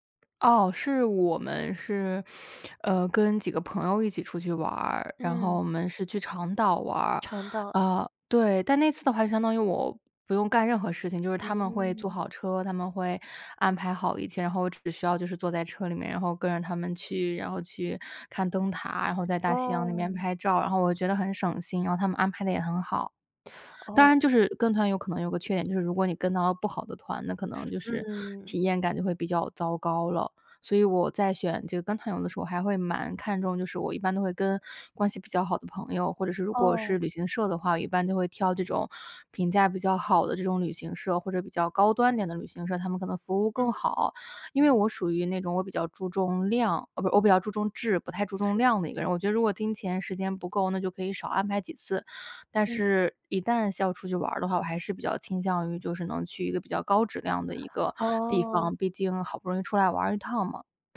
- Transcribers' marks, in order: teeth sucking
- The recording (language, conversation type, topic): Chinese, podcast, 你更倾向于背包游还是跟团游，为什么？